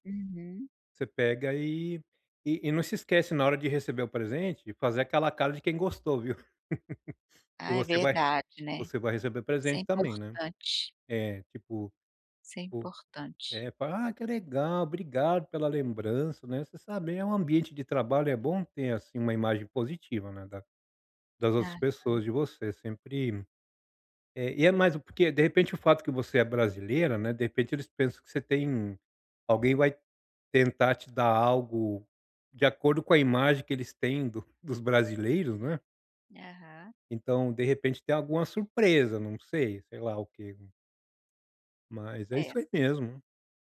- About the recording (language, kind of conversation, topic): Portuguese, advice, Como posso encontrar presentes significativos para pessoas diferentes?
- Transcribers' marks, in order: tapping; laugh